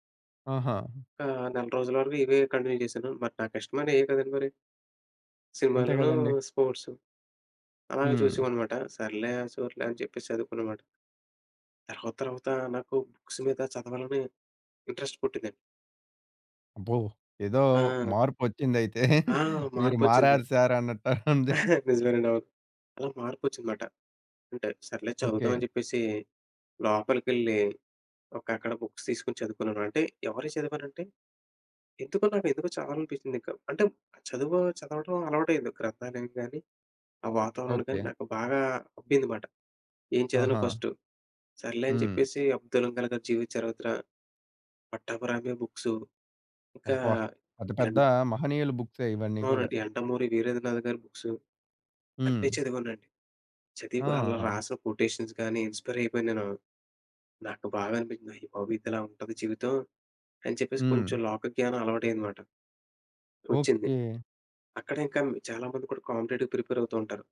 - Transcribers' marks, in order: in English: "కంటిన్యూ"; in English: "బుక్స్"; in English: "ఇంట్రెస్ట్"; laughing while speaking: "మీరు మారారు సార్ అన్నట్టు ఉంది"; chuckle; in English: "బుక్స్"; in English: "ఫస్ట్"; in English: "కొటేషన్స్"; in English: "ఇన్స్పైర్"; in English: "కాంపిటేటివ్ ప్రిపేర్"
- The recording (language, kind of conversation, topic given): Telugu, podcast, మీ జీవితంలో తీసుకున్న ఒక పెద్ద నిర్ణయం గురించి చెప్పగలరా?